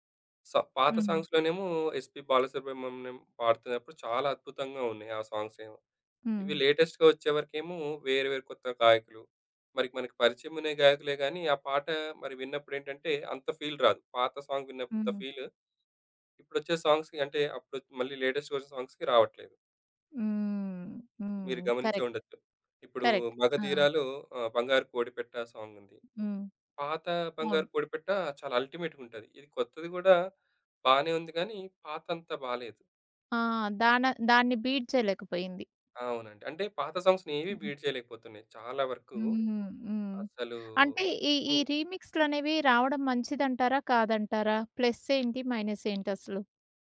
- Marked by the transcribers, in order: in English: "సో"; in English: "సాంగ్స్‌లో"; in English: "లేటెస్ట్‌గా"; in English: "ఫీల్"; in English: "సాంగ్"; in English: "ఫీల్"; in English: "సాంగ్స్‌కి"; in English: "లేటెస్ట్"; in English: "సాంగ్స్‌కి"; in English: "కరెక్ట్. కరెక్ట్"; in English: "సాంగ్"; in English: "అల్టిమేట్‌గా"; in English: "బీట్"; in English: "సాంగ్స్‌నేవి బీట్"; drawn out: "అసలూ"; in English: "రీమిక్స్‌లనేవి"
- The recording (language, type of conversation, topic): Telugu, podcast, సంగీతానికి మీ తొలి జ్ఞాపకం ఏమిటి?